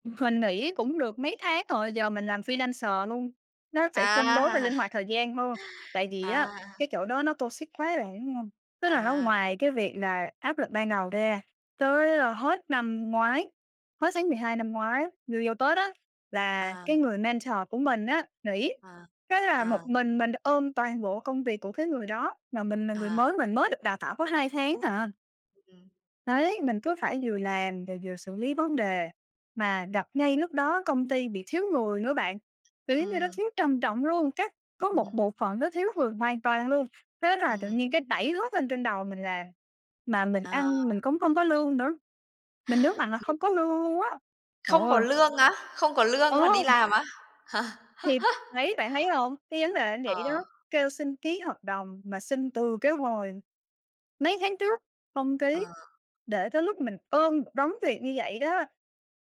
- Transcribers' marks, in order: laughing while speaking: "Mình"; in English: "freelancer"; laughing while speaking: "À!"; tapping; in English: "toxic"; in English: "mentor"; other background noise; unintelligible speech; unintelligible speech; laugh
- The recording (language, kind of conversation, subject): Vietnamese, podcast, Bạn xử lý áp lực và căng thẳng trong cuộc sống như thế nào?